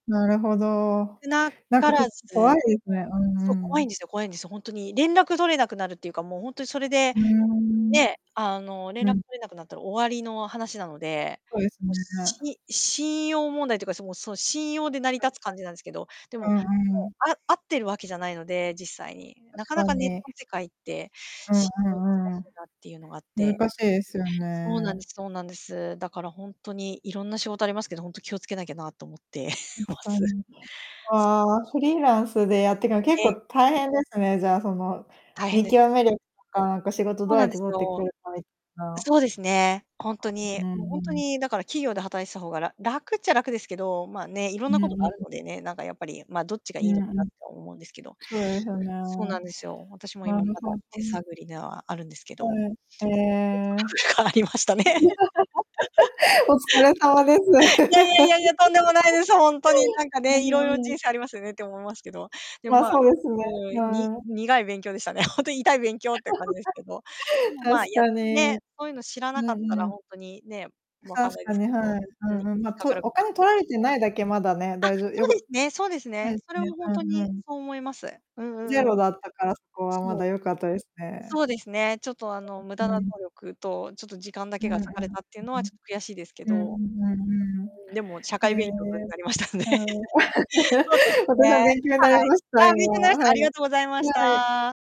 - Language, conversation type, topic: Japanese, unstructured, 最近起きたトラブルを、どのように解決しましたか？
- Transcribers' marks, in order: distorted speech; unintelligible speech; laughing while speaking: "思ってます"; laughing while speaking: "変わりましたね"; laugh; laugh; laugh; unintelligible speech; laughing while speaking: "なりましたんで"; laugh